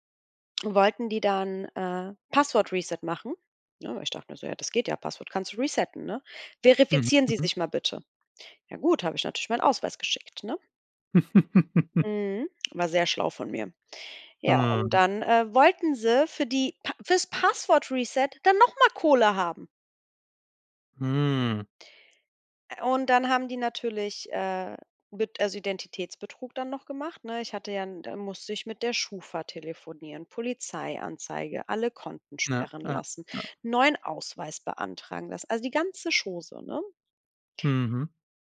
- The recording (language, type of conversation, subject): German, podcast, Was hilft dir, nach einem Fehltritt wieder klarzukommen?
- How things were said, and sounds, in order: in English: "Password-Reset"; in English: "resetten"; chuckle; lip smack; other noise; in English: "Password-Reset"